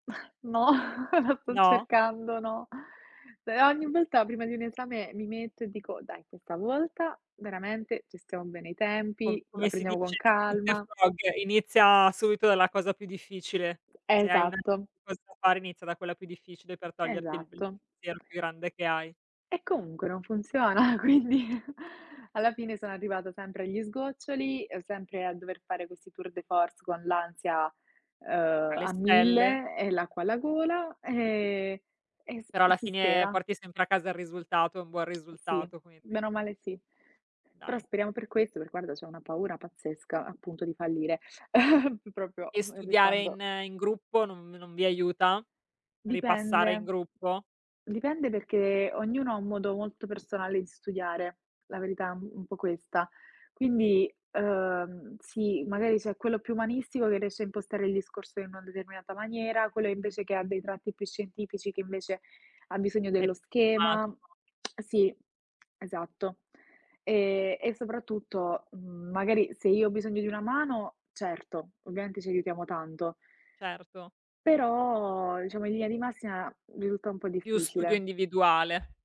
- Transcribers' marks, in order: laughing while speaking: "No, la sto cercando"; unintelligible speech; unintelligible speech; tapping; laughing while speaking: "funziona, quindi"; other background noise; giggle; "proprio" said as "propio"; lip smack
- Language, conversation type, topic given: Italian, unstructured, Ti è mai capitato di rimandare qualcosa per paura di fallire?